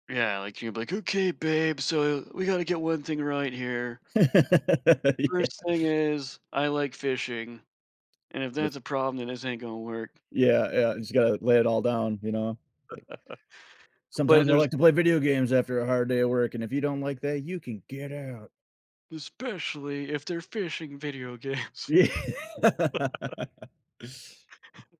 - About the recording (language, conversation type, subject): English, unstructured, How can reflecting on past heartbreaks help us grow in future relationships?
- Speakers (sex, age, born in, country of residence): male, 40-44, United States, United States; male, 40-44, United States, United States
- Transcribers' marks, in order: put-on voice: "Okay, babe, so we gotta get one thing right here"; laugh; laughing while speaking: "Yeah"; tapping; laugh; put-on voice: "you can get out"; put-on voice: "Especially if they're fishing video games"; laughing while speaking: "Yeah"; laughing while speaking: "games"; chuckle; laugh; other noise